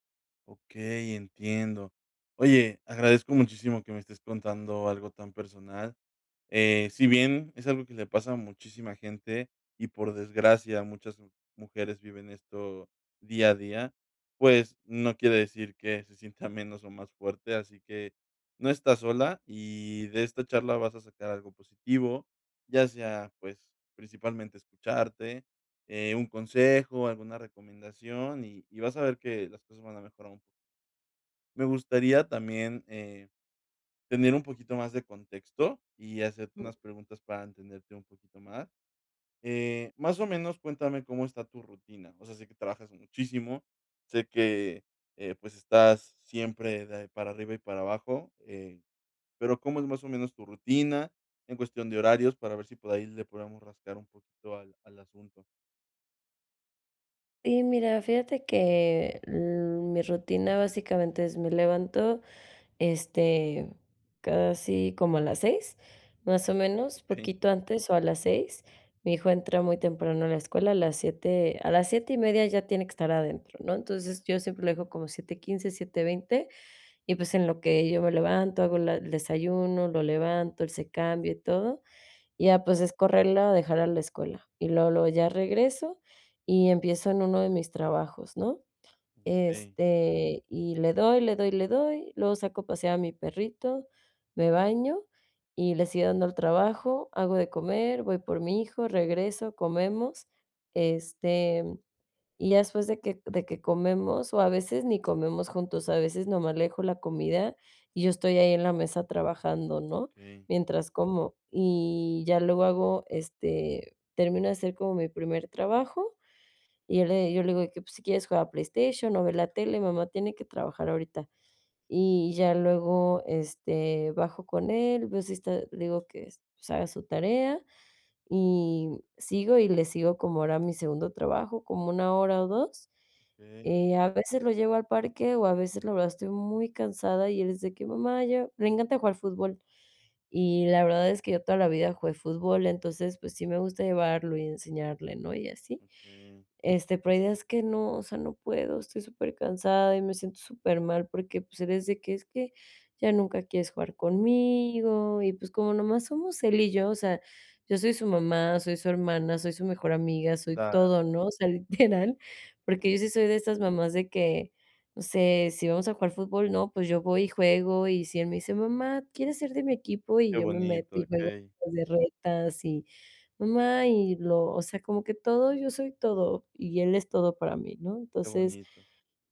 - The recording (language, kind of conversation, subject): Spanish, advice, ¿Cómo puedo equilibrar mi trabajo con el cuidado de un familiar?
- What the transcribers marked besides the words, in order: chuckle; other background noise; laughing while speaking: "O sea, literal"